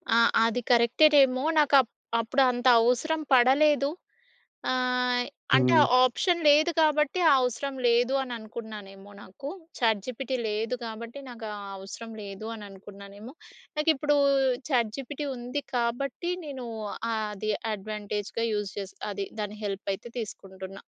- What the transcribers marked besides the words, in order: in English: "ఆప్షన్"; in English: "చాట్‌జిపిటి"; in English: "చాట్‌జిపిటి"; in English: "అడ్వాంటేజ్‌గా యూజ్"
- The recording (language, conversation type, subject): Telugu, podcast, స్నేహితులు, కుటుంబంతో ఉన్న సంబంధాలు మన ఆరోగ్యంపై ఎలా ప్రభావం చూపుతాయి?